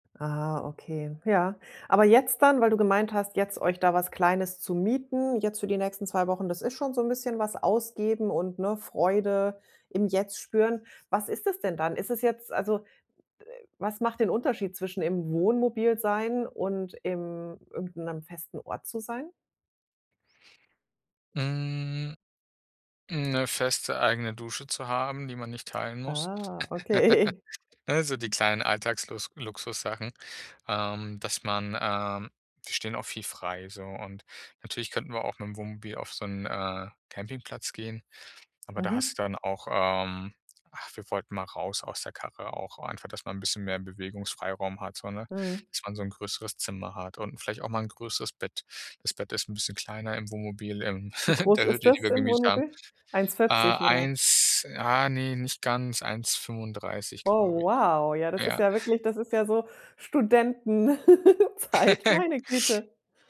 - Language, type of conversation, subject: German, podcast, Wie findest du die Balance zwischen Geld und Freude?
- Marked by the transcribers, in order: other noise; laugh; surprised: "Ah"; laughing while speaking: "okay"; other background noise; chuckle; surprised: "Oh wow"; laughing while speaking: "Studentenzeit, meine Güte"; laugh